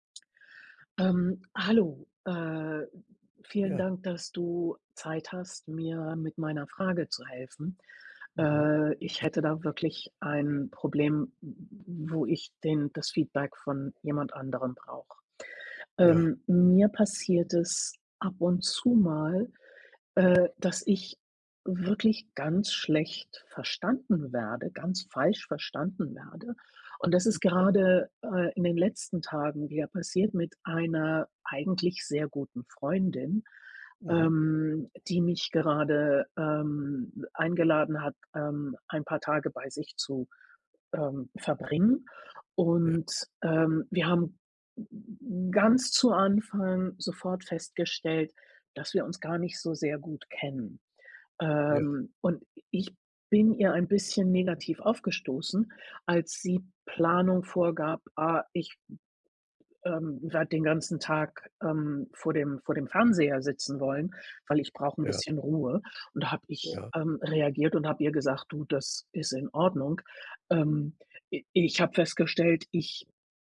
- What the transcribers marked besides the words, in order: other background noise; unintelligible speech
- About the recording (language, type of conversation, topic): German, advice, Wie gehst du damit um, wenn du wiederholt Kritik an deiner Persönlichkeit bekommst und deshalb an dir zweifelst?